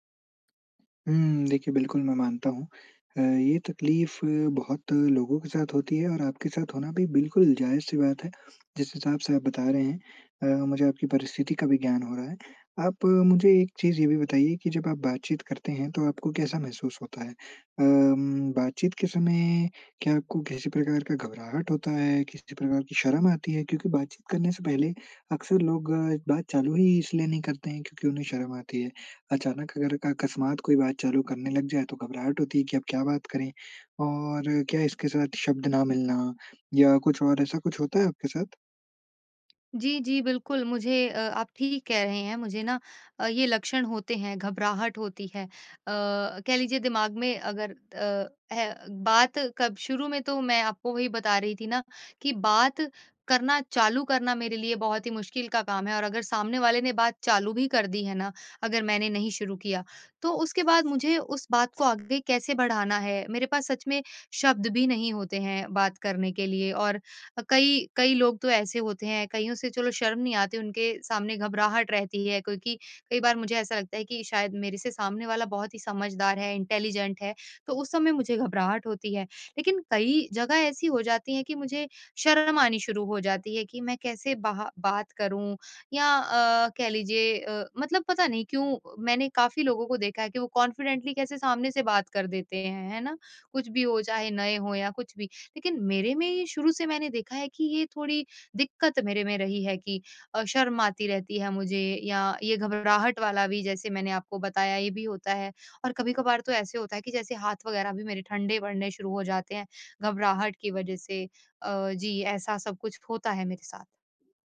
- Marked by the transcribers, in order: in English: "इंटेलिजेंट"; in English: "कॉन्फिडेंटली"
- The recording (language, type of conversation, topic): Hindi, advice, आपको अजनबियों के साथ छोटी बातचीत करना क्यों कठिन लगता है?